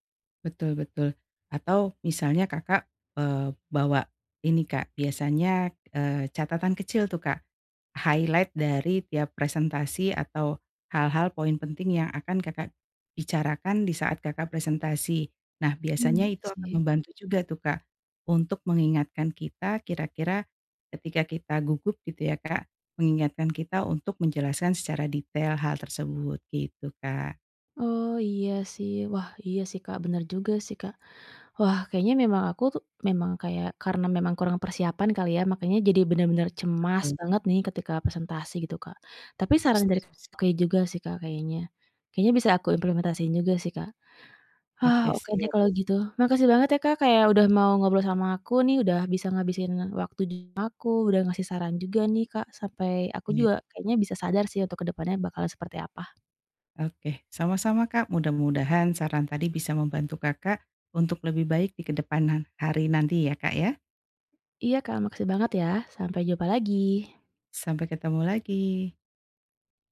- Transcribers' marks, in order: in English: "highlight"; unintelligible speech; unintelligible speech; unintelligible speech
- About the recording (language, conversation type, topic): Indonesian, advice, Bagaimana cara mengatasi kecemasan sebelum presentasi di depan banyak orang?